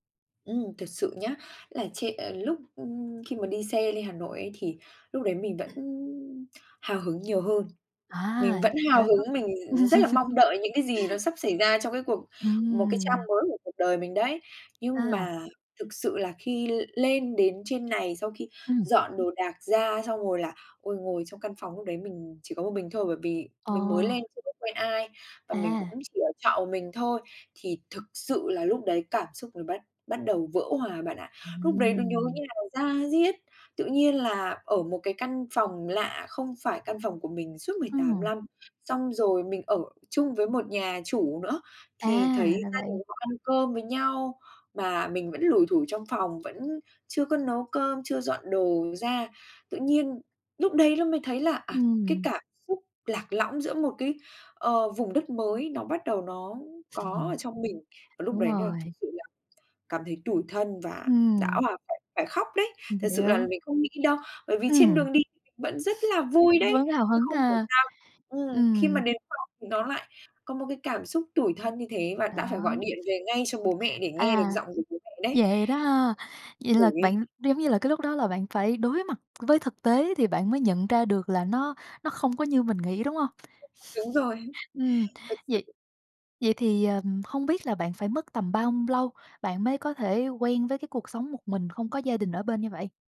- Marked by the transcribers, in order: other background noise; tapping; laugh; laughing while speaking: "Ừm"; laugh; laugh
- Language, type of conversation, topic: Vietnamese, podcast, Lần đầu tiên bạn phải rời xa gia đình là khi nào, và điều gì khiến bạn quyết định ra đi?